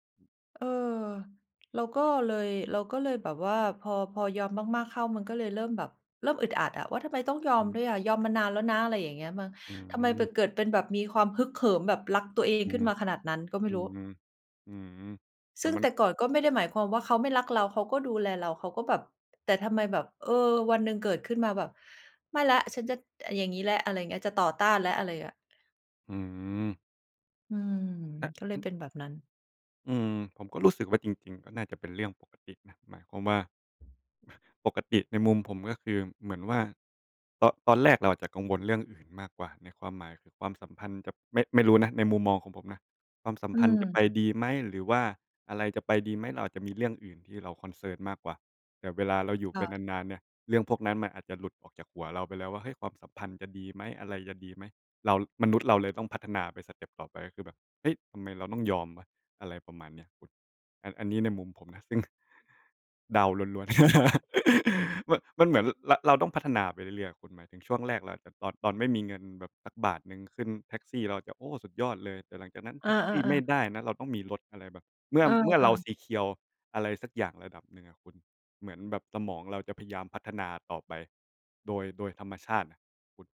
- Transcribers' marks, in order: other background noise; chuckle; in English: "ceoncern"; laugh; in English: "ซีเคียว"
- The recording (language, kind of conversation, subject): Thai, unstructured, คุณคิดว่าการพูดความจริงแม้จะทำร้ายคนอื่นสำคัญไหม?